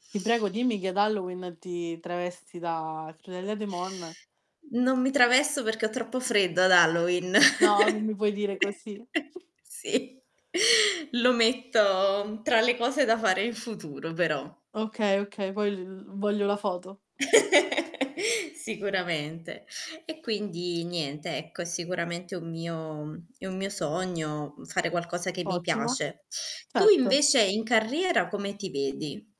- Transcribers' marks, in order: distorted speech; drawn out: "da"; static; "travesto" said as "travesso"; other background noise; chuckle; laughing while speaking: "Sì"; drawn out: "metto"; chuckle; drawn out: "mio"
- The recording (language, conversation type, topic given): Italian, unstructured, Che cosa ti rende felice quando pensi al tuo futuro?